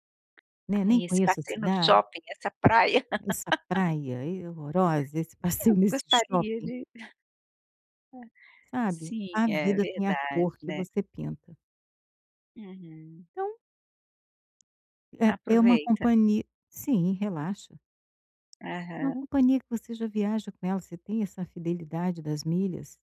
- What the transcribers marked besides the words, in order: tapping; laugh; other background noise; chuckle
- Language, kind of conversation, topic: Portuguese, advice, O que posso fazer quando imprevistos estragam minhas férias ou meu voo é cancelado?